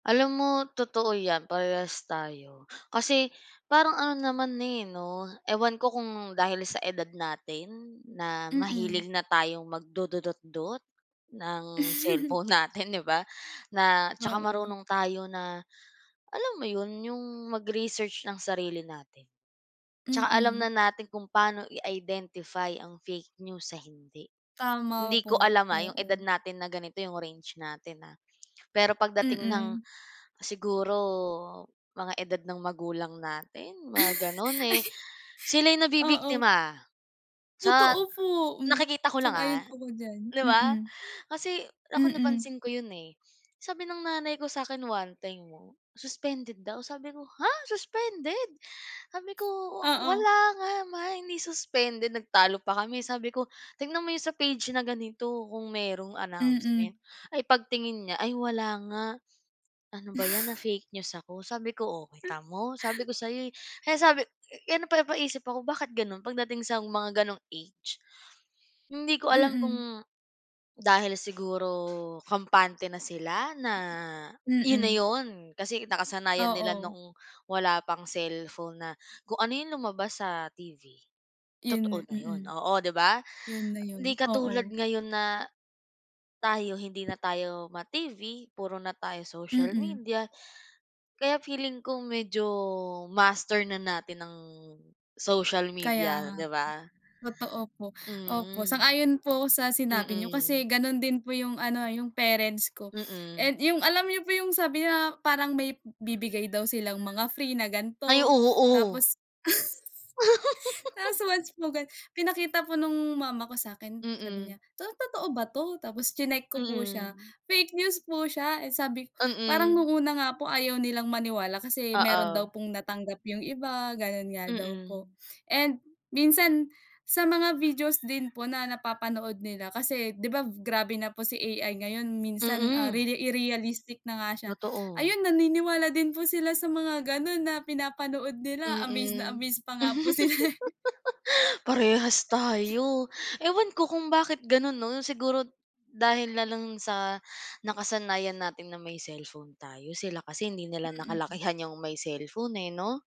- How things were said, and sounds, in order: tapping; other background noise; chuckle; chuckle; chuckle; other street noise; other animal sound; chuckle; giggle; chuckle; laughing while speaking: "sila eh"
- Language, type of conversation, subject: Filipino, unstructured, Paano nakaaapekto ang araw-araw na paggamit ng midyang panlipunan at mga kagamitang de‑elektroniko sa mga bata at sa personal na komunikasyon?